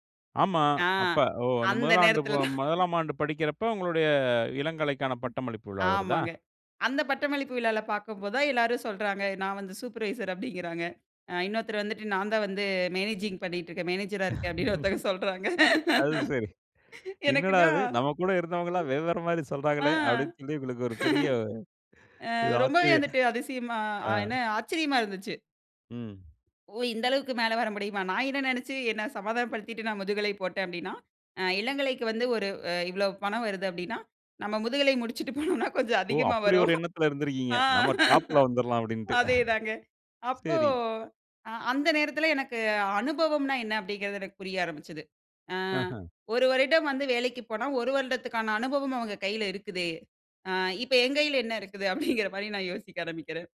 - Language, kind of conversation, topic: Tamil, podcast, பிறரின் வேலைகளை ஒப்பிட்டுப் பார்த்தால் மனம் கலங்கும்போது நீங்கள் என்ன செய்கிறீர்கள்?
- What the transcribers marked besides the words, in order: chuckle; other noise; laughing while speaking: "அது சரி. என்னடா இது நம்ம … ஒரு பெரிய, . ஆ"; in English: "மேனேஜிங்"; in English: "மேனேஜர்"; laughing while speaking: "அப்டினு ஒருத்தங்க சொல்றாங்க. எனக்குன்னா ஆ"; unintelligible speech; laughing while speaking: "முடிச்சிட்டு போனோனா கொஞ்சம் அதிகமா வரும். ஆ. அதேதாங்க"; laughing while speaking: "அப்டிங்கிற மாரி நான் யோசிக்க ஆரம்பிக்கிறேன்"